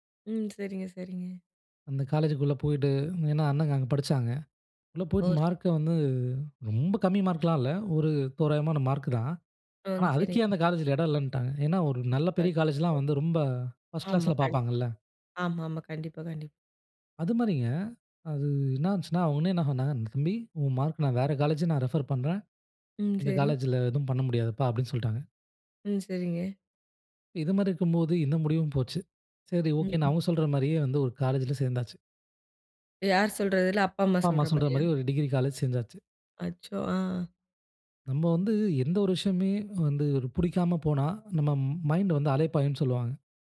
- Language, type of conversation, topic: Tamil, podcast, குடும்பம் உங்கள் முடிவுக்கு எப்படி பதிலளித்தது?
- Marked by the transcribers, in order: other background noise; unintelligible speech; in English: "ரெஃபர்"; in English: "மைண்ட்"